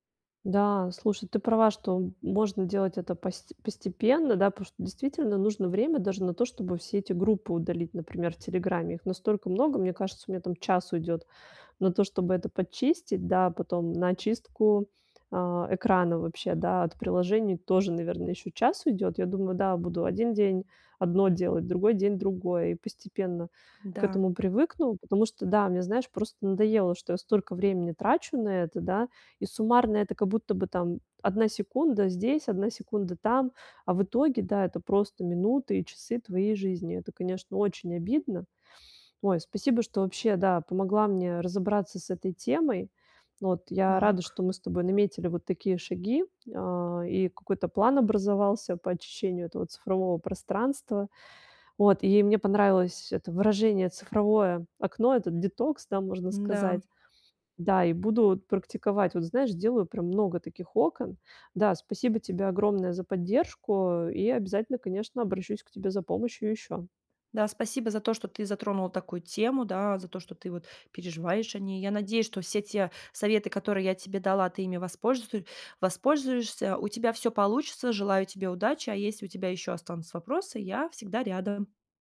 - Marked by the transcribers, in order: "потому что" said as "пушта"
- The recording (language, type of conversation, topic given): Russian, advice, Как мне сократить уведомления и цифровые отвлечения в повседневной жизни?